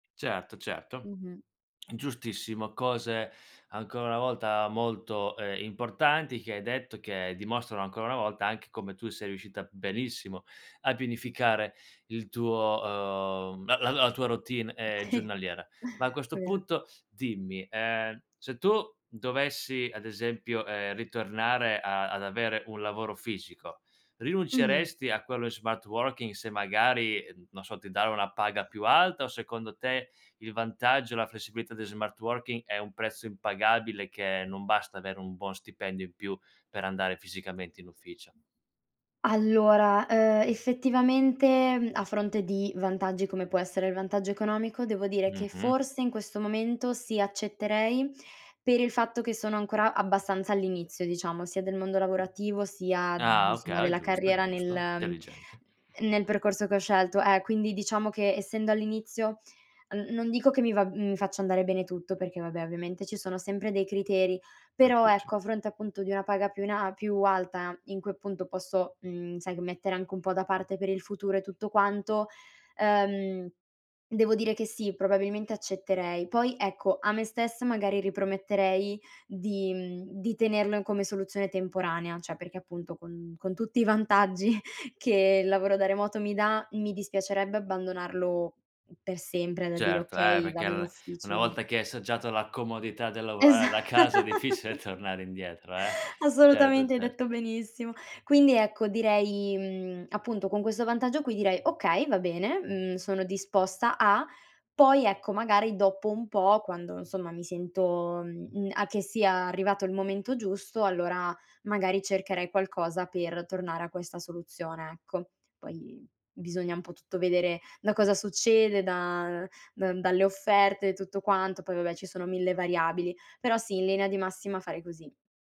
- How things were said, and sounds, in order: lip smack; "pianificare" said as "pinificare"; "giornaliera" said as "gionnaliera"; other background noise; chuckle; tapping; "okay" said as "ocheo"; "Intelligente" said as "Teligente"; "cioè" said as "ceh"; laughing while speaking: "vantaggi"; "allora" said as "allola"; laughing while speaking: "Esa assolutamente, hai detto benissimo!"; chuckle; laughing while speaking: "tornare"
- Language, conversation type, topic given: Italian, podcast, Come influisce il lavoro da remoto sul tuo equilibrio?